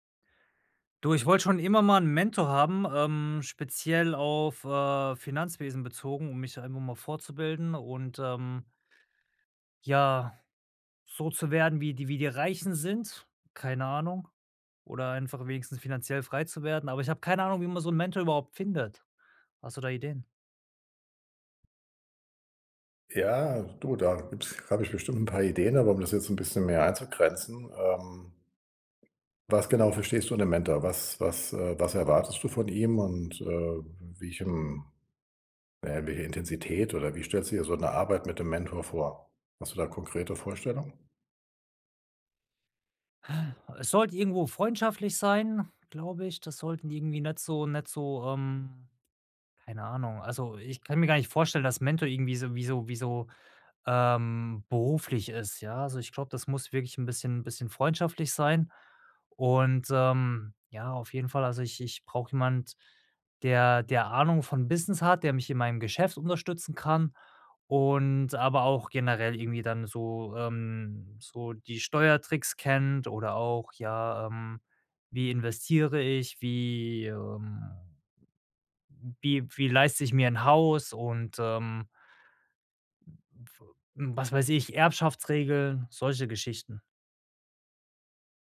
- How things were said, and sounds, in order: exhale
- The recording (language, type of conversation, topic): German, advice, Wie finde ich eine Mentorin oder einen Mentor und nutze ihre oder seine Unterstützung am besten?